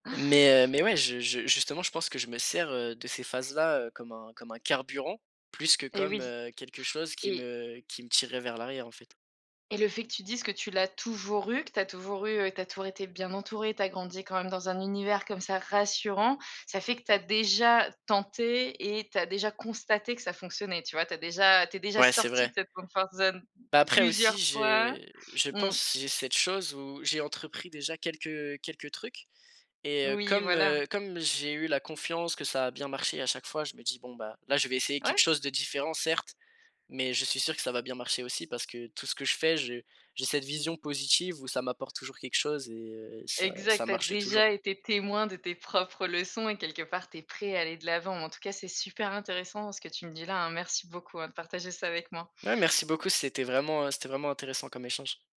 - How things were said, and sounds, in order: in English: "comfort zone"
- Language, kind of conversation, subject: French, podcast, Comment gères-tu la peur avant un grand changement ?
- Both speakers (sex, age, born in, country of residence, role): female, 35-39, France, Germany, host; male, 18-19, France, France, guest